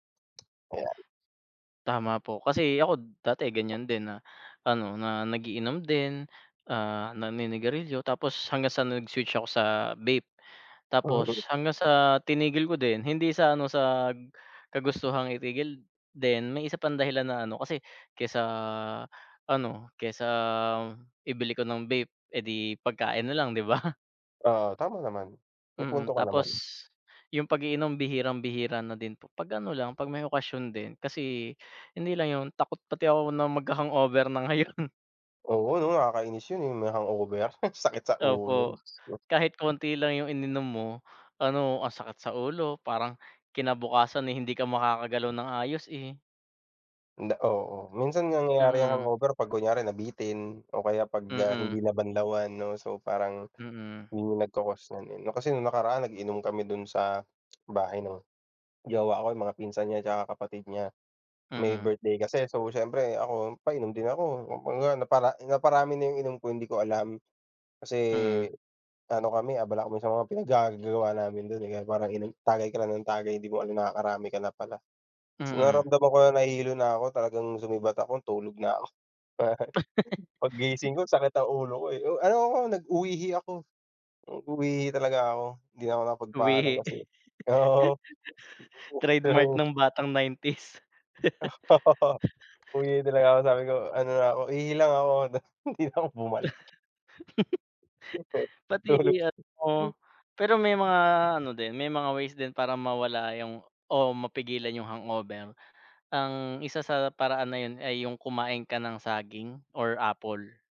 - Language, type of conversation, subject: Filipino, unstructured, Paano mo pinoprotektahan ang iyong katawan laban sa sakit araw-araw?
- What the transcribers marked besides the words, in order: tapping; laughing while speaking: "'di ba?"; other background noise; scoff; chuckle; chuckle; chuckle; laughing while speaking: "oo"; unintelligible speech; laugh; chuckle; laughing while speaking: "hindi na ako bumalik"; chuckle